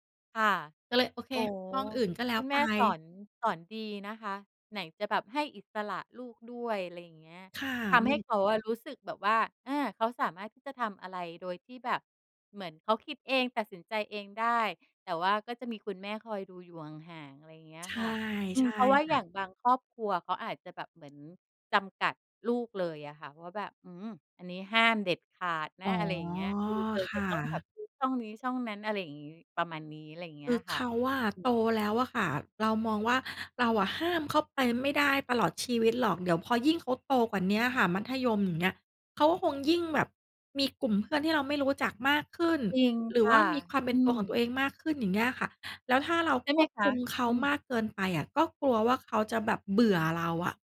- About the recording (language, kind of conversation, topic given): Thai, podcast, คุณสอนเด็กให้ใช้เทคโนโลยีอย่างปลอดภัยยังไง?
- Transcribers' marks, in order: background speech